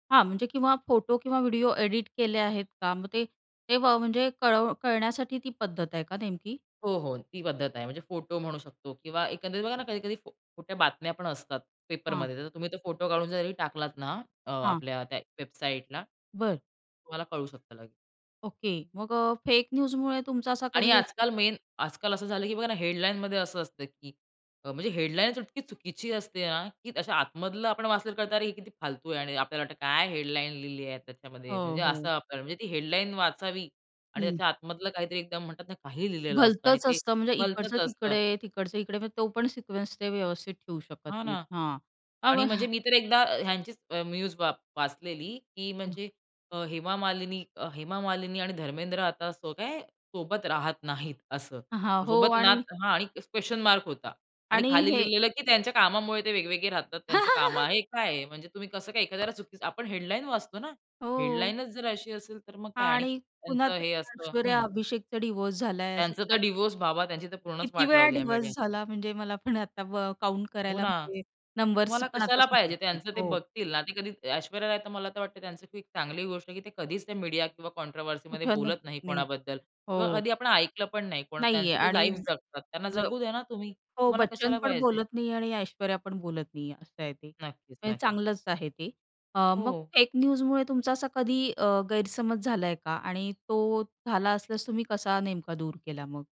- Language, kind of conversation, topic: Marathi, podcast, तुम्ही खोटी बातमी ओळखण्यासाठी कोणती पावले उचलता?
- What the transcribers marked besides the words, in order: other background noise; in English: "मेन"; in English: "हेडलाईनमध्ये"; in English: "हेडलाईन"; in English: "हेडलाईन"; in English: "हेडलाईन"; in English: "सिक्वेन्स"; tapping; in English: "न्यूज"; in English: "क्वेशन मार्क"; laugh; in English: "हेडलाईन"; in English: "हेडलाईनच"; in English: "कॉन्ट्रोव्हर्सीमध्ये"; in English: "लाईफ"; unintelligible speech; in English: "न्यूजमुळे"